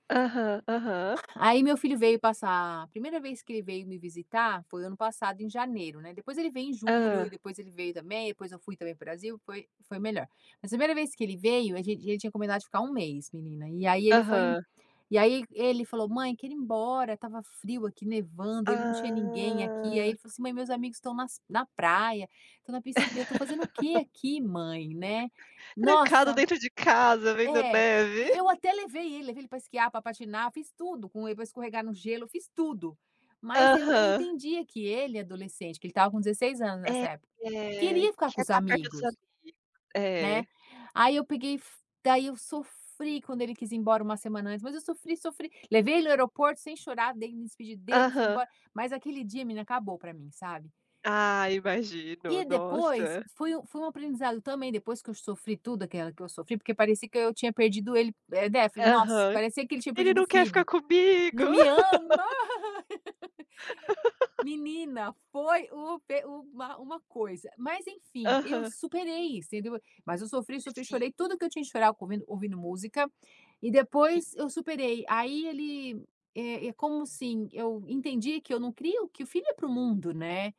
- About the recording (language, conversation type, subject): Portuguese, unstructured, É justo cobrar alguém para “parar de sofrer” logo?
- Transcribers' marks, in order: drawn out: "Ah"; laugh; giggle; laugh